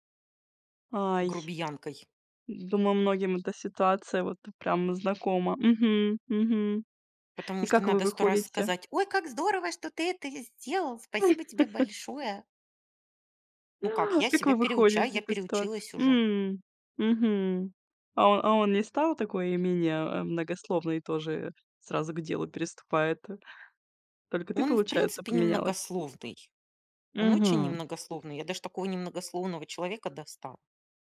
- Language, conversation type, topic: Russian, podcast, Что важно учитывать при общении в интернете и в мессенджерах?
- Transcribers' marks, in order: tapping; put-on voice: "Ой, как здорово, что ты это сделал, спасибо тебе большое"; chuckle